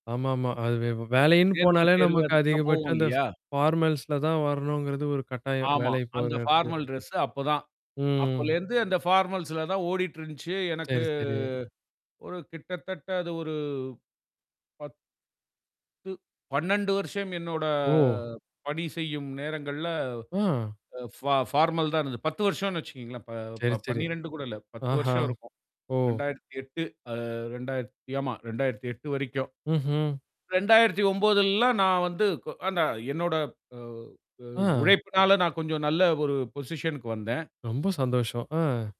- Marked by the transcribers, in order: tapping; distorted speech; other background noise; in English: "ஃபார்மல்ஸ்ல"; in English: "ஃபார்மல் ட்ரெஸ்ஸு"; in English: "ஃபார்மல்ஸ்ல"; drawn out: "எனக்கு"; drawn out: "ஒரு"; drawn out: "என்னோட"; in English: "ஃபா ஃபார்மல்"; surprised: "ஆ!"; in English: "பொசிஷன்குக்கு"
- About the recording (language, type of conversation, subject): Tamil, podcast, காலப்போக்கில் உங்கள் உடை அணிவுப் பாணி எப்படி மாறியது?